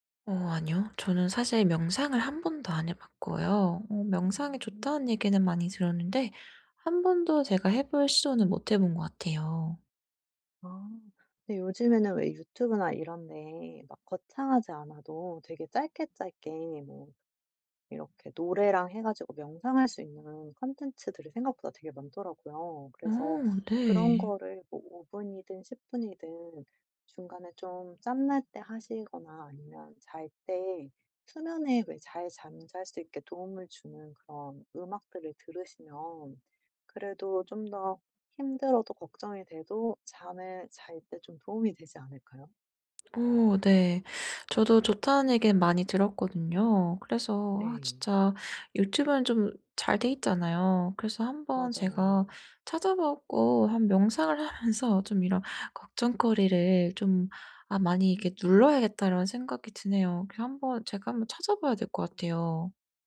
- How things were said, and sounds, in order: none
- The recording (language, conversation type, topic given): Korean, advice, 미래가 불확실해서 걱정이 많을 때, 일상에서 걱정을 줄일 수 있는 방법은 무엇인가요?